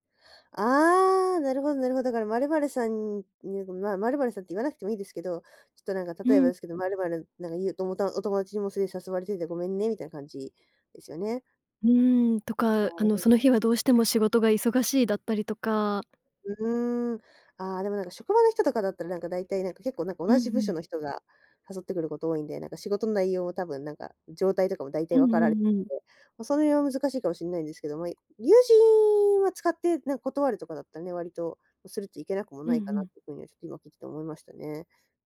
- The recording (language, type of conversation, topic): Japanese, advice, 誘いを断れずにストレスが溜まっている
- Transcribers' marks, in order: unintelligible speech